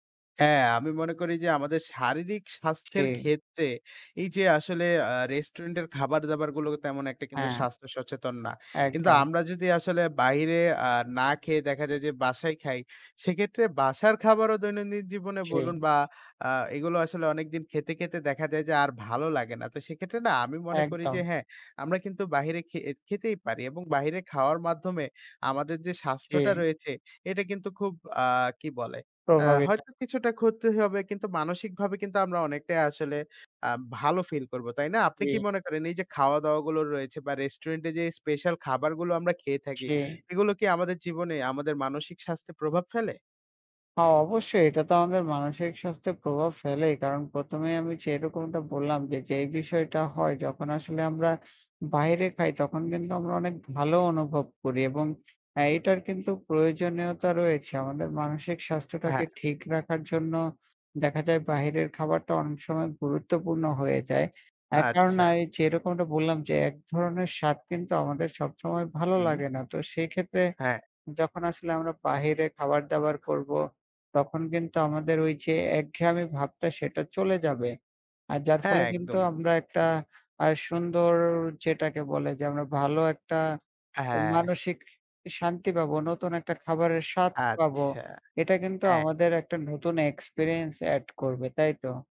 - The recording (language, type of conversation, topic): Bengali, unstructured, তুমি কি প্রায়ই রেস্তোরাঁয় খেতে যাও, আর কেন বা কেন না?
- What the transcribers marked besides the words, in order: other background noise; tapping; drawn out: "সুন্দর"